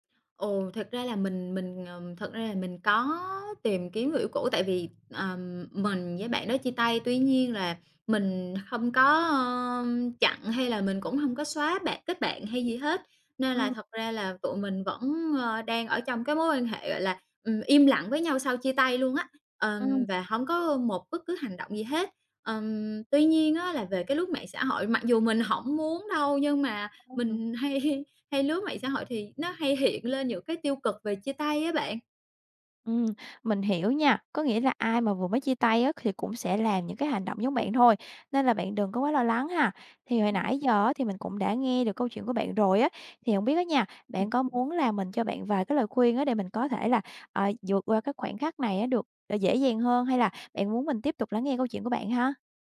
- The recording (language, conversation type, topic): Vietnamese, advice, Mình vừa chia tay và cảm thấy trống rỗng, không biết nên bắt đầu từ đâu để ổn hơn?
- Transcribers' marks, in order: tapping; other background noise; laughing while speaking: "hay"